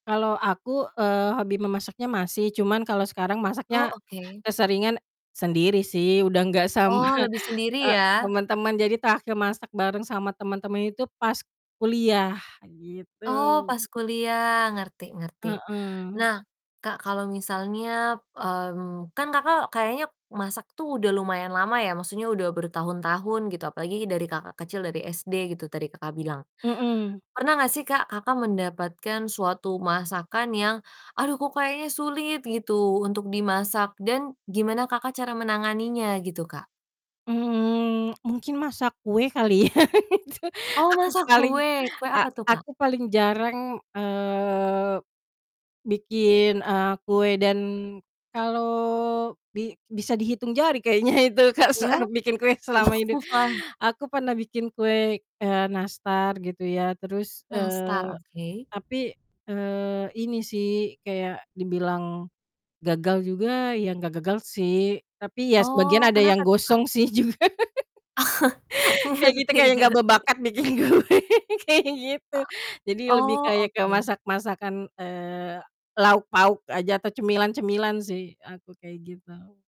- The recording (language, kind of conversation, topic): Indonesian, podcast, Bagaimana kamu pertama kali mulai menekuni hobi itu?
- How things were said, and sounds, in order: laughing while speaking: "sama"; laugh; other background noise; drawn out: "eee"; laughing while speaking: "kayaknya"; static; laughing while speaking: "juga"; laugh; chuckle; laughing while speaking: "Ngerti ngerti"; laughing while speaking: "bikin kue"